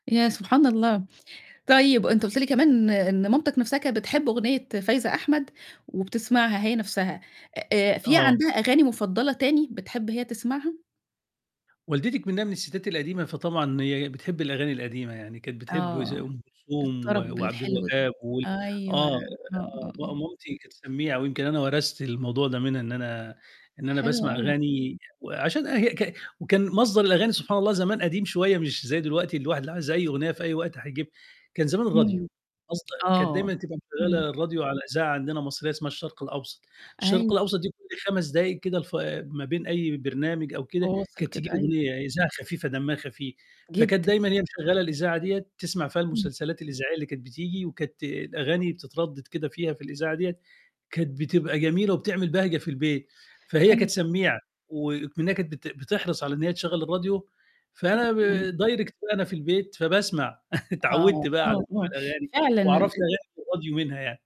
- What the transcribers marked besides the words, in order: static; tapping; distorted speech; in English: "direct"; chuckle
- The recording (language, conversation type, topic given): Arabic, podcast, إيه الأغنية اللي أول ما تسمعها بتفكّرك بأمك أو أبوك؟